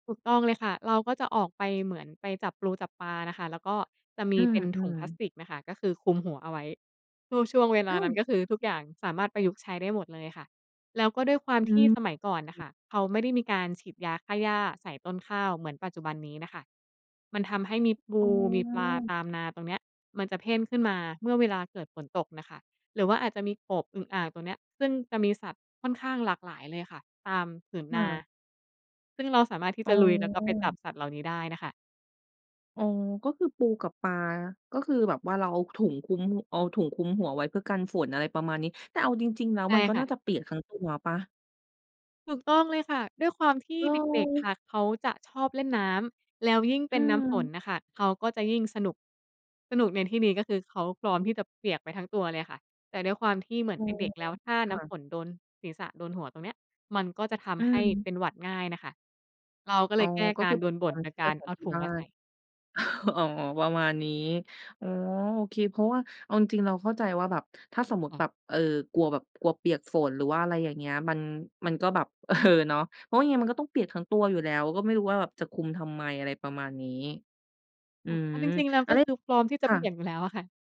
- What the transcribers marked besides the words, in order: "ปู" said as "ปลู"; "เพิ่ม" said as "เพ่น"; chuckle; other background noise; laughing while speaking: "เออ"
- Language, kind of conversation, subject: Thai, podcast, กิจกรรมในวันที่ฝนตกที่ทำให้คุณยิ้มคืออะไร?